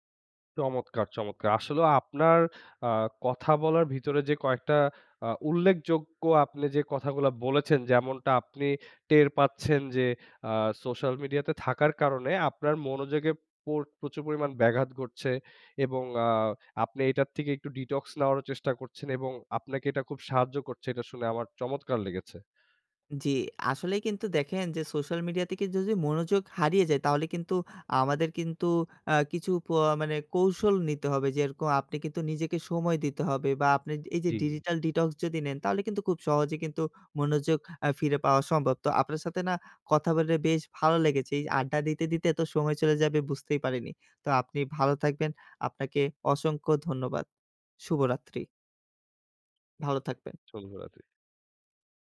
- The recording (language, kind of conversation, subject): Bengali, podcast, সোশ্যাল মিডিয়া আপনার মনোযোগ কীভাবে কেড়ে নিচ্ছে?
- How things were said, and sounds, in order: in English: "detox"; "থেকে" said as "তেকে"; tapping; in English: "digital detox"